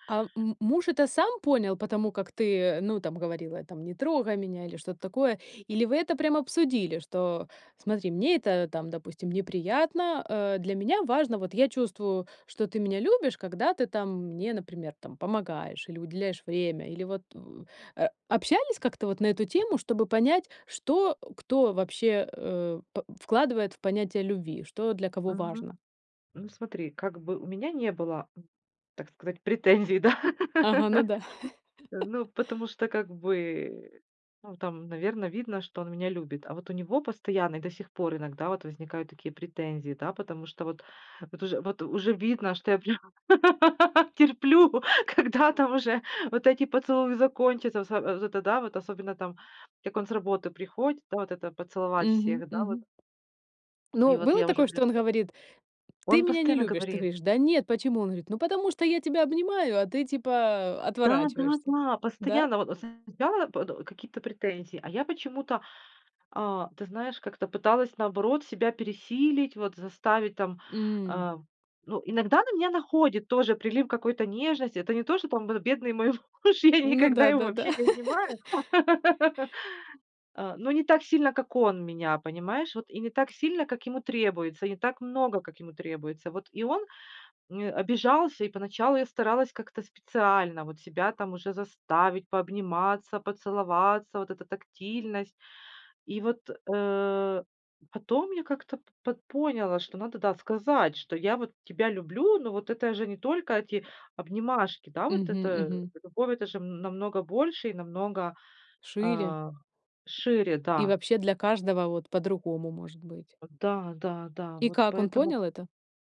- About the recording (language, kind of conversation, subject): Russian, podcast, Что делать, когда у партнёров разные языки любви?
- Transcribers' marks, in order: grunt; other background noise; laughing while speaking: "да"; laugh; laugh; tapping; laugh; laughing while speaking: "терплю"; laughing while speaking: "муж"; laugh; laugh